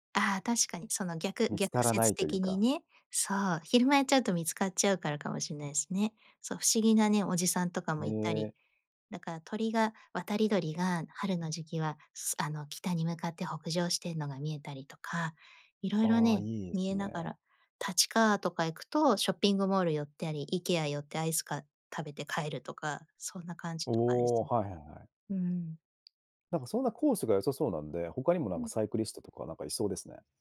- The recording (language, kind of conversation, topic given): Japanese, podcast, 休日はどうやってリフレッシュしてる？
- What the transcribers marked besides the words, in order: tapping